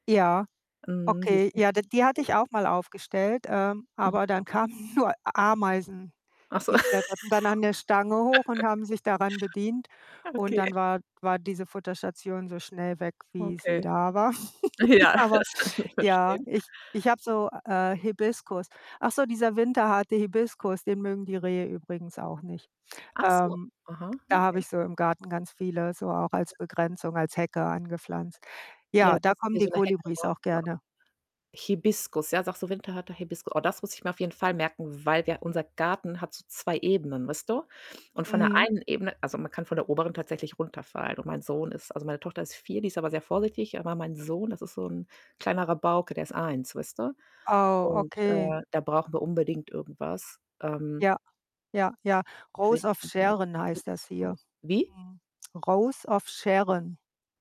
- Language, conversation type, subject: German, unstructured, Was überrascht dich an der Tierwelt in deiner Gegend am meisten?
- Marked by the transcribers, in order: distorted speech; unintelligible speech; laughing while speaking: "kamen"; laugh; laughing while speaking: "Okay"; laughing while speaking: "Ja, das können wir verstehen"; chuckle; other background noise; static; in English: "Rose of Sharon"; in English: "Rose of Sharon"